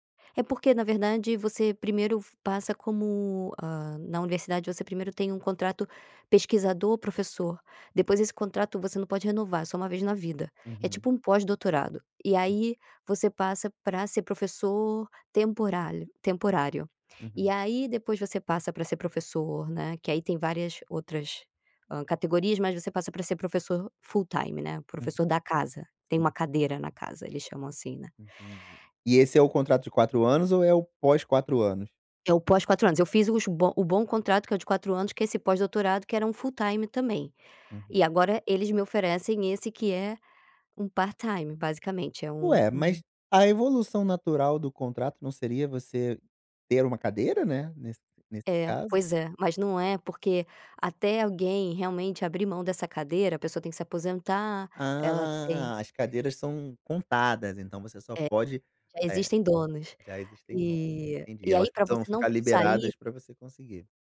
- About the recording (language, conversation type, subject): Portuguese, advice, Como posso ajustar meus objetivos pessoais sem me sobrecarregar?
- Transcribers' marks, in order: other background noise; in English: "full time"; in English: "full time"; in English: "part-time"